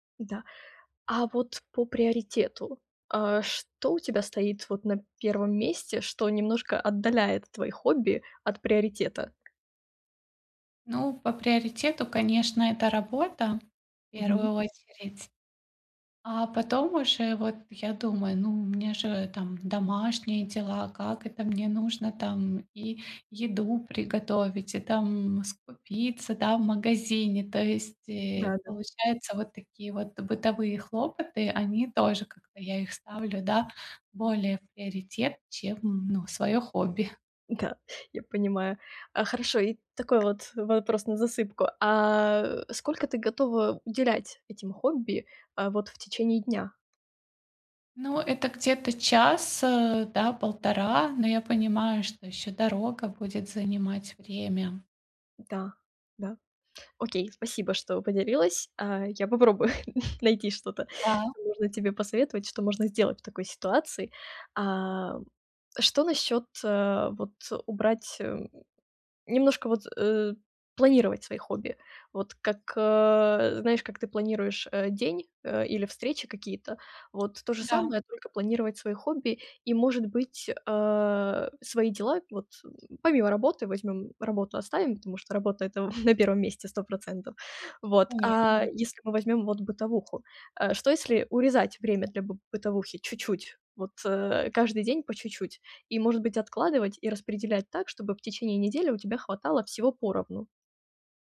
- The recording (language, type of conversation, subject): Russian, advice, Как снова найти время на хобби?
- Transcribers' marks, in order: tapping; chuckle; chuckle